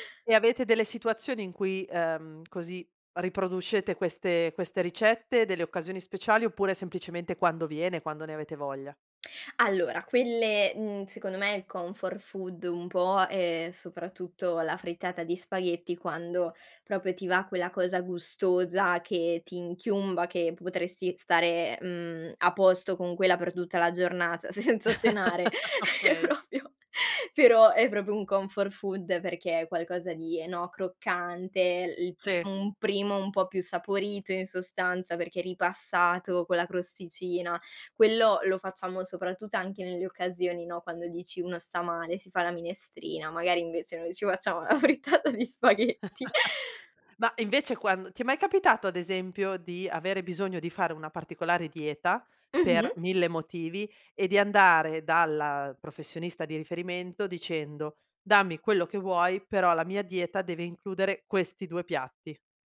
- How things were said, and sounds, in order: other background noise; in English: "comfort food"; "proprio" said as "propio"; laughing while speaking: "senza cenare, è propio"; chuckle; "proprio" said as "propio"; "proprio" said as "propio"; in English: "comfort food"; laughing while speaking: "la frittata di spaghetti"; chuckle
- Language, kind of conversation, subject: Italian, podcast, Come fa la tua famiglia a mettere insieme tradizione e novità in cucina?